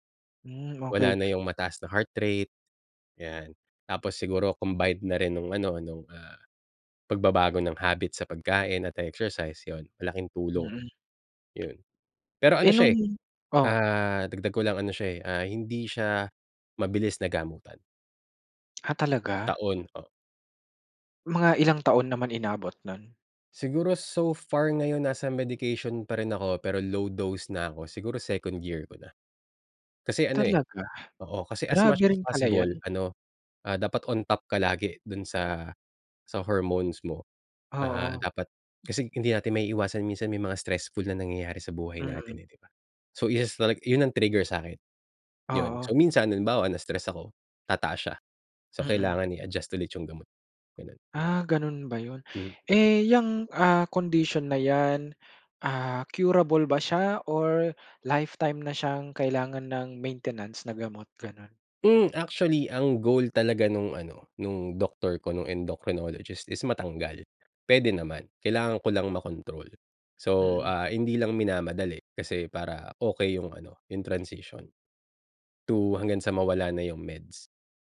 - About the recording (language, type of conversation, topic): Filipino, podcast, Anong simpleng gawi ang talagang nagbago ng buhay mo?
- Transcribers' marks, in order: in English: "heart rate"; in English: "low dose"; in English: "hormones"; in English: "trigger"; other noise; in English: "curable"; in English: "transition to"